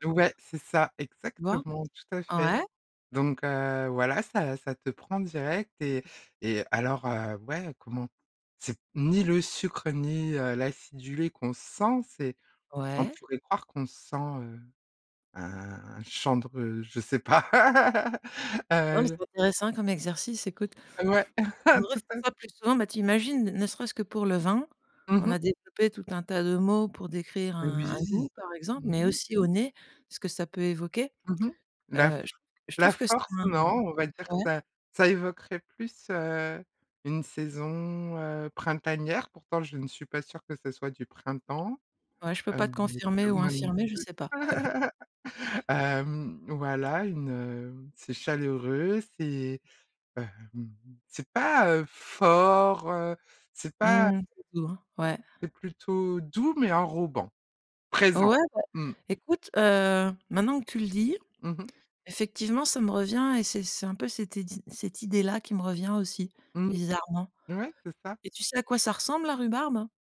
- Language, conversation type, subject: French, podcast, Quelle odeur de nourriture te ramène instantanément à un souvenir ?
- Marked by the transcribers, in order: laugh; chuckle; chuckle; stressed: "fort"; stressed: "présent"; "idée" said as "édé"